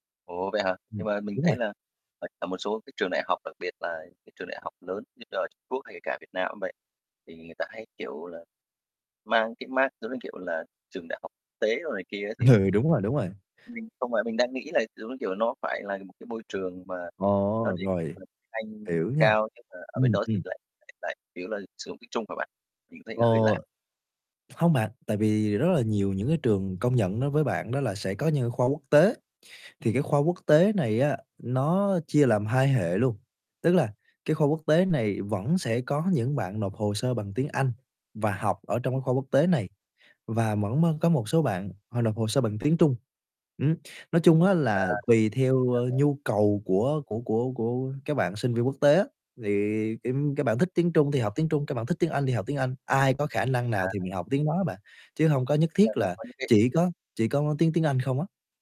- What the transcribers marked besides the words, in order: static; distorted speech; laughing while speaking: "Ừ"; "vẫn" said as "mẫn"; other background noise; tapping
- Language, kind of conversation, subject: Vietnamese, podcast, Bạn có thể kể về một lần bạn phải thích nghi với một nền văn hóa mới không?